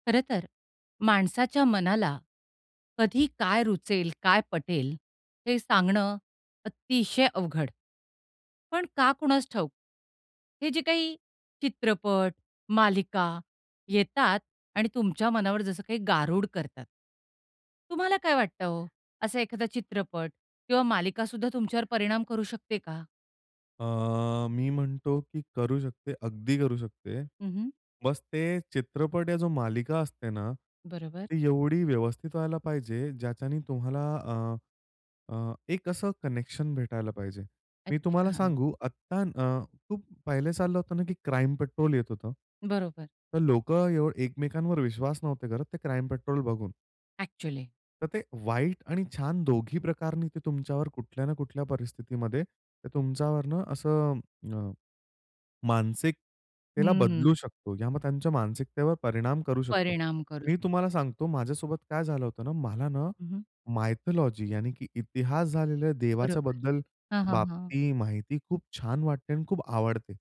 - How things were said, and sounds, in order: in English: "कनेक्शन"; in English: "मायथोलॉजी"
- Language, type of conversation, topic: Marathi, podcast, एखादा चित्रपट किंवा मालिका तुमच्यावर कसा परिणाम करू शकतो?